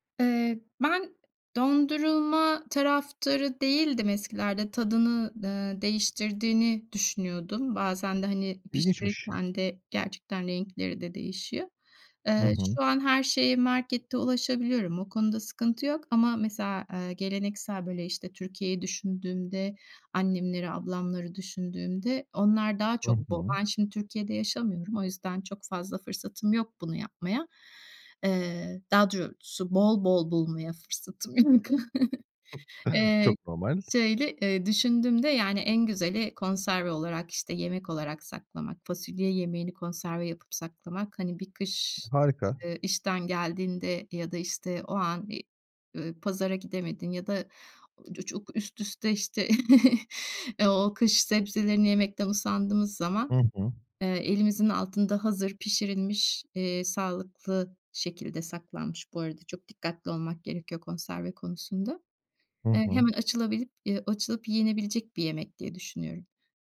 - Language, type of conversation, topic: Turkish, podcast, Yerel ve mevsimlik yemeklerle basit yaşam nasıl desteklenir?
- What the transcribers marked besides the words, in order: "doğrusu" said as "dürtüsü"; laughing while speaking: "fırsatım yok"; chuckle; other background noise; chuckle